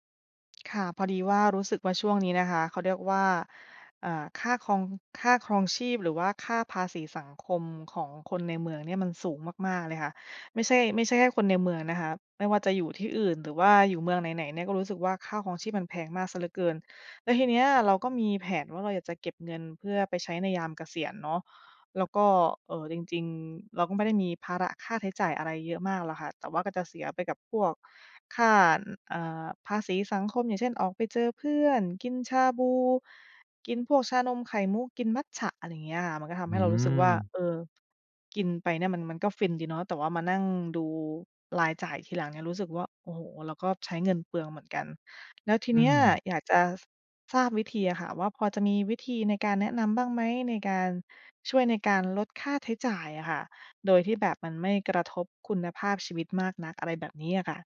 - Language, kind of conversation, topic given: Thai, advice, จะลดค่าใช้จ่ายโดยไม่กระทบคุณภาพชีวิตได้อย่างไร?
- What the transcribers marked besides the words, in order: none